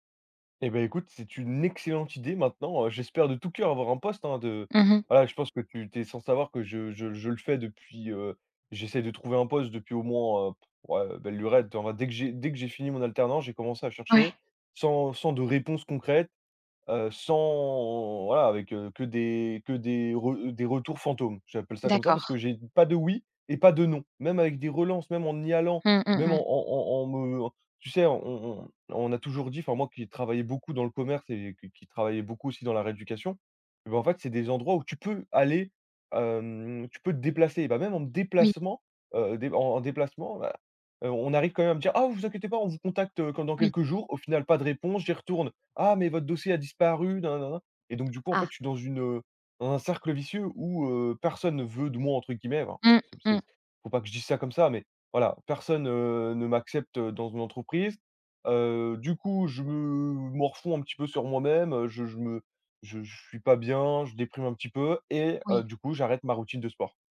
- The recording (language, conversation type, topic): French, advice, Pourquoi est-ce que j’abandonne une nouvelle routine d’exercice au bout de quelques jours ?
- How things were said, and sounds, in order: stressed: "excellente"; other background noise; drawn out: "sans"; stressed: "peux"